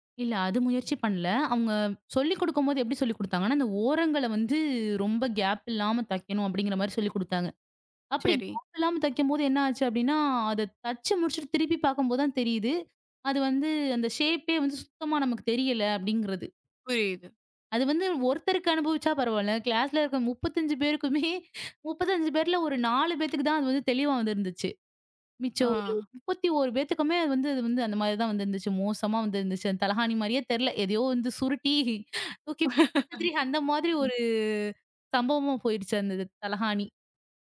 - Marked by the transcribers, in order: in English: "கேப்"; in English: "கேப்"; in English: "ஷேப்பே"; in English: "கிளாஸ்ல"; laughing while speaking: "முப்பத்தஞ்சு பேருக்குமே"; laugh; laughing while speaking: "சுருட்டி தூக்கி அந்த மாதிரி ஒரு சம்பவமா போயிடுச்சு"; unintelligible speech
- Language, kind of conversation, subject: Tamil, podcast, நீ கைவினைப் பொருட்களைச் செய்ய விரும்புவதற்கு உனக்கு என்ன காரணம்?